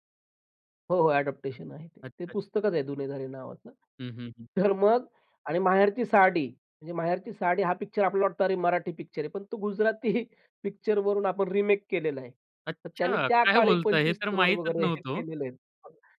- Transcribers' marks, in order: in English: "अ‍ॅडॉप्टेशन"; laughing while speaking: "तर मग"; laughing while speaking: "गुजराती"; in English: "रिमेक"; laughing while speaking: "काय बोलताय"; surprised: "हे तर माहीतच नव्हतं ओ"; laughing while speaking: "वगैरे हे केलेलेत"
- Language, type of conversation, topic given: Marathi, podcast, पुनर्निर्मिती आणि रूपांतरांबद्दल तुमचे मत काय आहे?